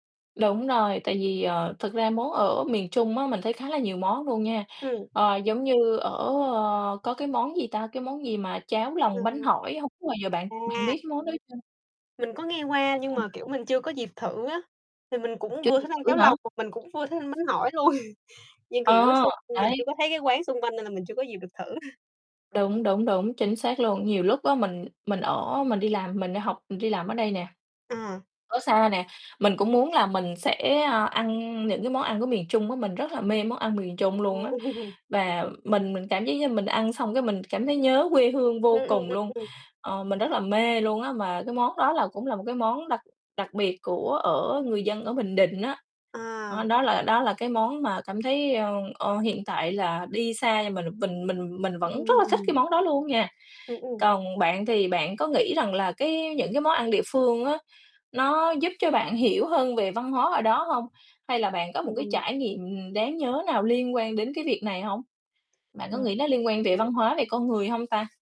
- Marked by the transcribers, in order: distorted speech; tapping; other background noise; chuckle; chuckle; laugh; laughing while speaking: "Ừm"; static
- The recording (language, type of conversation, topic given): Vietnamese, unstructured, Bạn có thích khám phá món ăn địa phương khi đi đến một nơi mới không?